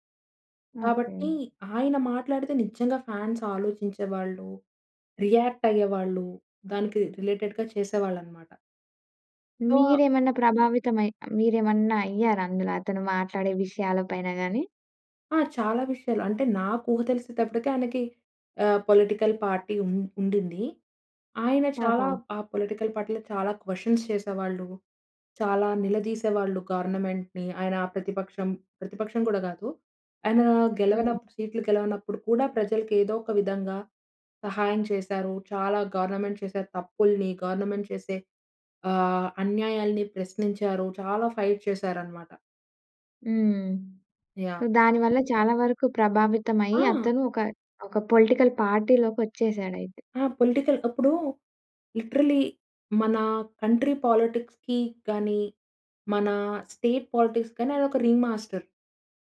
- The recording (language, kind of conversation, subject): Telugu, podcast, సెలబ్రిటీలు రాజకీయ విషయాలపై మాట్లాడితే ప్రజలపై ఎంత మేర ప్రభావం పడుతుందనుకుంటున్నారు?
- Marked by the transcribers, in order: stressed: "నిజంగా"; in English: "ఫాన్స్"; in English: "రియాక్ట్"; in English: "రిలేటెడ్‌గా"; in English: "సో"; in English: "పొలిటికల్ పార్టీ"; in English: "పొలిటికల్ పార్టీలో"; in English: "క్వెశ్చన్స్"; in English: "గవర్నమెంట్‌ని"; in English: "గవర్నమెంట్"; in English: "గవర్నమెంట్"; in English: "ఫైట్"; in English: "పొలిటికల్ పార్టీలోకి"; in English: "పొలిటికల్"; in English: "లిటరల్లీ"; in English: "కంట్రీ పోలిటిక్స్‌కి"; in English: "స్టేట్ పోలిటిక్స్"; in English: "రింగ్ మాస్టర్"